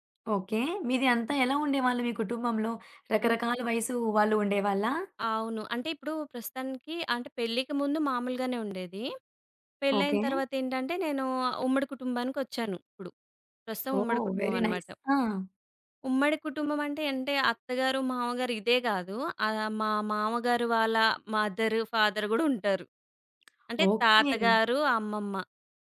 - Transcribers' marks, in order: other background noise; tapping; in English: "వెరీ నైస్"; in English: "మదర్, ఫాదర్"
- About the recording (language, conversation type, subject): Telugu, podcast, విభిన్న వయస్సులవారి మధ్య మాటలు అపార్థం కావడానికి ప్రధాన కారణం ఏమిటి?